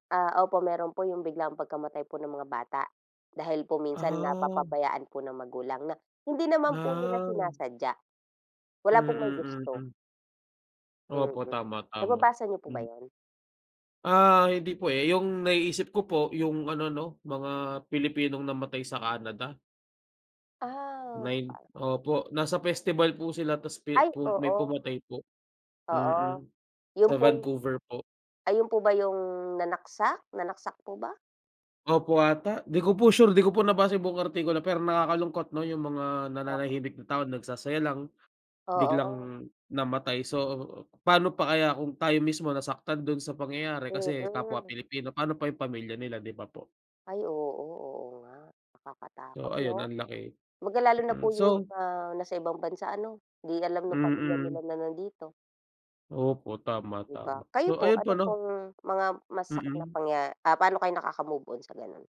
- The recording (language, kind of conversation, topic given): Filipino, unstructured, Paano ka nakakabangon mula sa masakit na mga pangyayari?
- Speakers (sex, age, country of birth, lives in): female, 30-34, Philippines, Philippines; male, 25-29, Philippines, Philippines
- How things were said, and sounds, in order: none